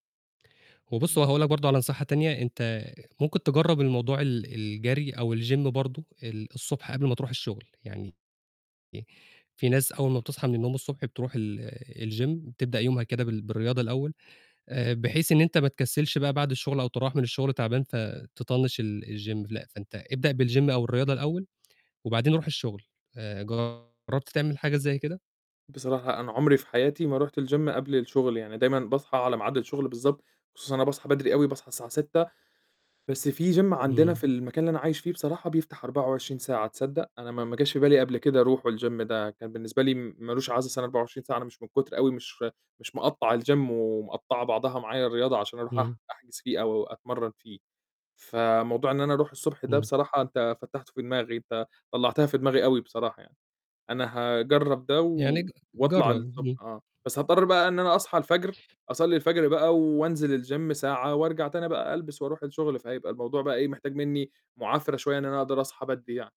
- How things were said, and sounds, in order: in English: "الGym"; in English: "الGym"; in English: "الGym"; in English: "بالGym"; distorted speech; in English: "الGym"; in English: "Gym"; in English: "والGym"; in English: "والGym"; other background noise; in English: "والGym"; tapping
- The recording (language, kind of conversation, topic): Arabic, advice, إزاي أبدأ روتين تمارين وأكمل فيه من غير ما أستسلم بعد كام يوم؟